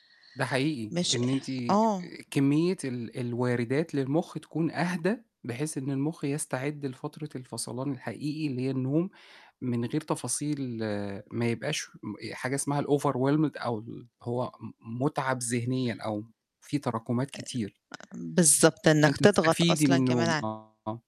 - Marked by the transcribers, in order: in English: "الoverwhelmed"; distorted speech
- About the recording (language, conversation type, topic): Arabic, podcast, إزاي بتتعامل مع الشاشات قبل ما تنام؟